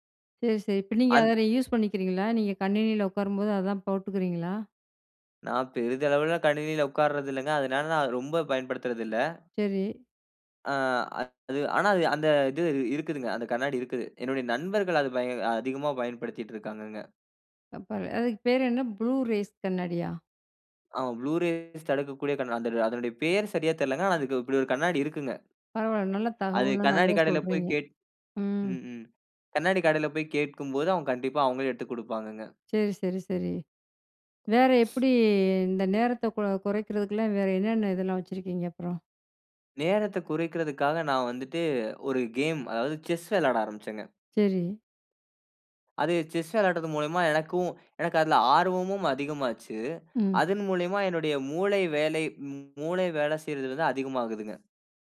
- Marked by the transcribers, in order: in English: "ப்ளூ ரேஸ்"; background speech; in English: "ப்ளூ ரேஸ்"; "கண்ணாடி" said as "கண்"; "தெரியலங்க" said as "தெர்லங்க"; "அவங்க" said as "அவுங்"; breath
- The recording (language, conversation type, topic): Tamil, podcast, திரை நேரத்தை எப்படிக் குறைக்கலாம்?